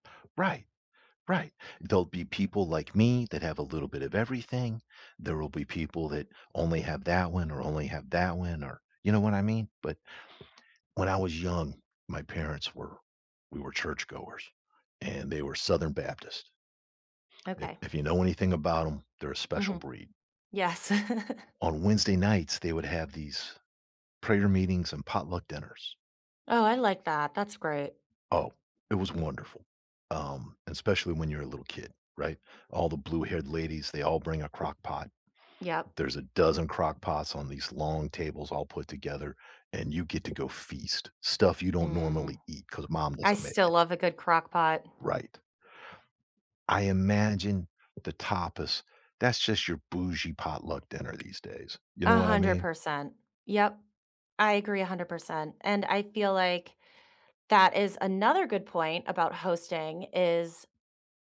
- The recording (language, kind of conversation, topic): English, unstructured, How do you handle different food preferences at a dinner party?
- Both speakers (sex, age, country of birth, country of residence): female, 35-39, United States, United States; male, 60-64, United States, United States
- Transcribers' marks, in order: tapping; chuckle